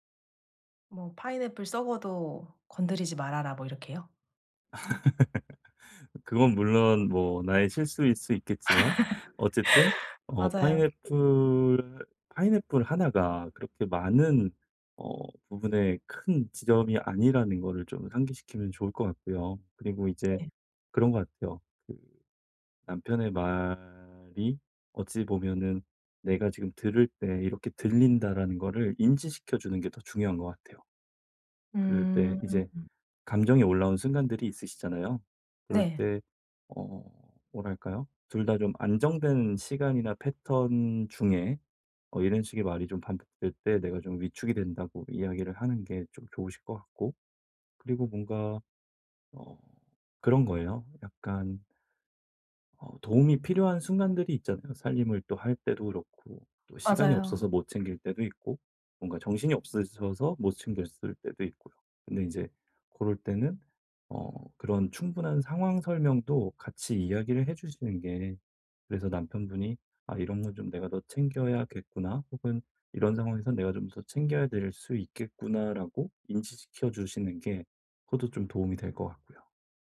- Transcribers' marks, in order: laugh; laugh; other background noise; tapping
- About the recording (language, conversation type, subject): Korean, advice, 피드백을 들을 때 제 가치와 의견을 어떻게 구분할 수 있을까요?